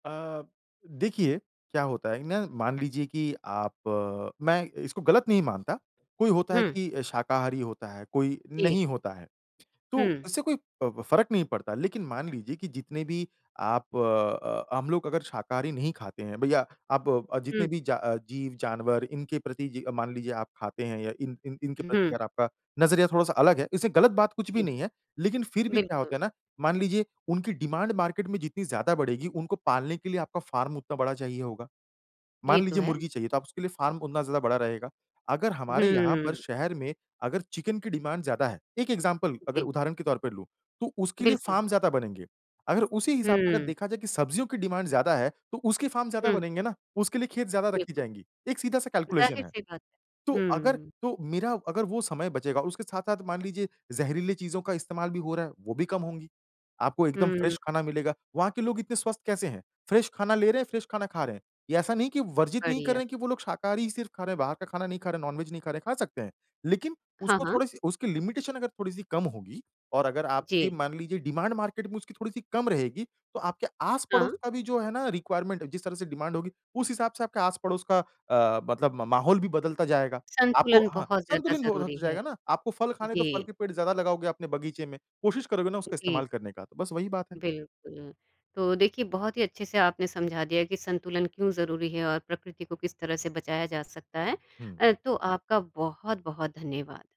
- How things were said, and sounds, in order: tapping; in English: "डिमांड मार्केट"; in English: "फ़ार्म"; in English: "फ़ार्म"; in English: "डिमांड"; in English: "एग्ज़ाम्पल"; in English: "फ़ार्म"; in English: "डिमांड"; in English: "फ़ार्म"; in English: "कैलकुलेशन"; in English: "फ़्रेश"; in English: "फ़्रेश"; in English: "फ़्रेश"; in English: "नॉन-वेज"; in English: "लिमिटेशन"; in English: "डिमांड मार्केट"; in English: "रिक्वायरमेंट"
- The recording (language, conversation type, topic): Hindi, podcast, प्रकृति के साथ आपका सबसे यादगार अनुभव क्या रहा?